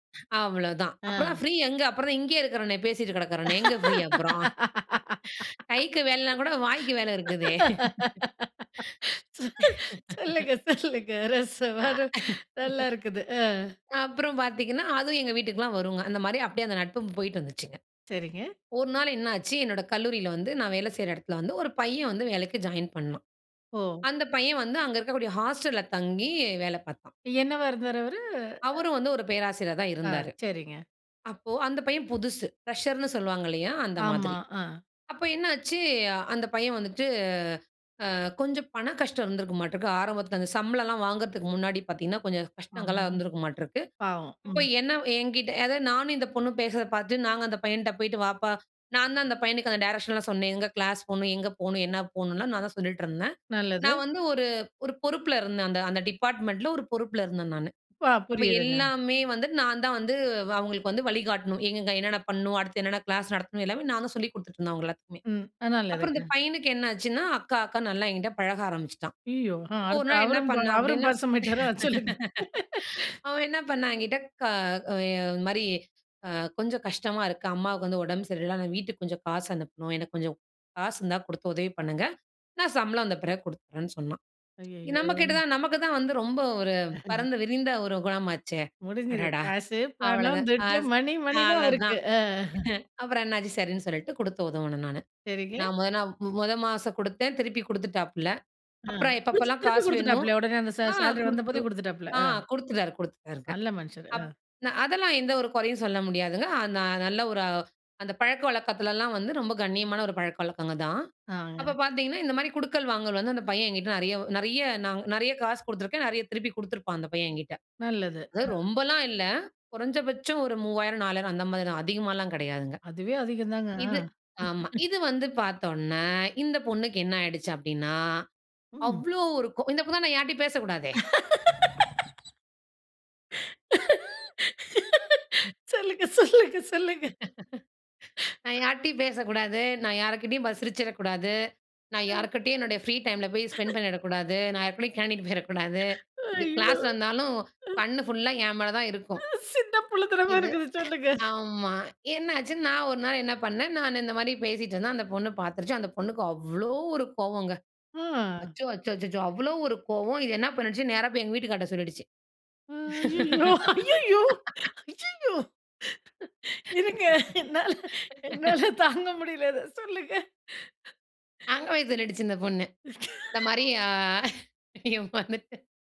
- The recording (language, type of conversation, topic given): Tamil, podcast, நம்பிக்கையை உடைக்காமல் சர்ச்சைகளை தீர்க்க எப்படி செய்கிறீர்கள்?
- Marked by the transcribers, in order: laughing while speaking: "சொல்லுங்க. சொல்லுங்க. ரசவாதம் நல்லாருக்குது. அ"; chuckle; laugh; laughing while speaking: "பாசமாயிட்டாரா? சொல்லுங்க"; laugh; sad: "ஐயயோ!"; unintelligible speech; other background noise; singing: "காசு, பணம், துட்டு, மணி மணி"; chuckle; "குடுத்துட்டு" said as "குளிச்சுட்டு"; laugh; joyful: "சொல்லுங்க, சொல்லுங்க, சொல்லுங்க"; laughing while speaking: "சொல்லுங்க, சொல்லுங்க, சொல்லுங்க"; laugh; laughing while speaking: "கேன்டீனுக்கு போயிறக்கூடாது"; joyful: "ஐயோ! அ"; laughing while speaking: "ஐயோ! அ"; joyful: "அ சின்ன புள்ளைத்தனமா இருக்குது. சொல்லுங்க"; laughing while speaking: "அ சின்ன புள்ளைத்தனமா இருக்குது. சொல்லுங்க"; surprised: "ஆ. ஐயயோ! ஐயய்யோ! ஐயய்யோ! இருங்க. என்னால, என்னால தாங்க முடியல, அத. சொல்லுங்க"; laughing while speaking: "ஐயய்யோ! ஐயய்யோ! இருங்க. என்னால, என்னால தாங்க முடியல, அத. சொல்லுங்க"; laugh; laughing while speaking: "அங்கபோய் சொல்லிடுச்சு இந்த பொண்ணு. இந்த மாரி அ ஏமாந்துட்டேனு"; laugh